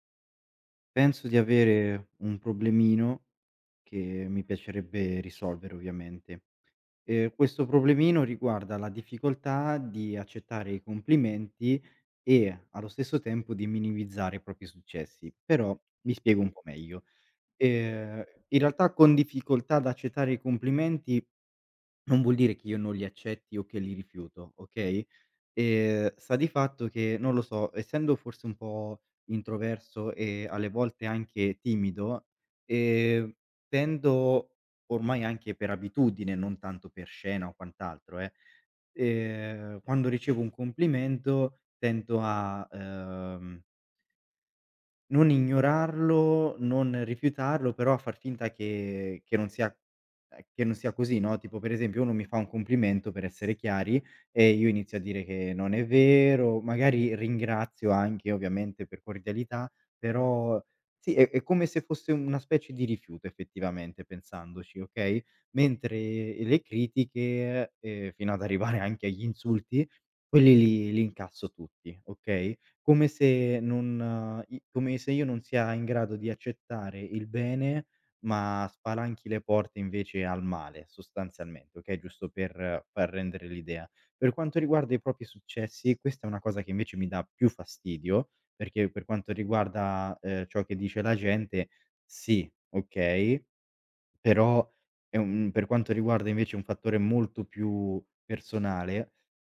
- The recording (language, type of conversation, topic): Italian, advice, Perché faccio fatica ad accettare i complimenti e tendo a minimizzare i miei successi?
- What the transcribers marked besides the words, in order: "propri" said as "propi"; laughing while speaking: "arrivare"; "propri" said as "propi"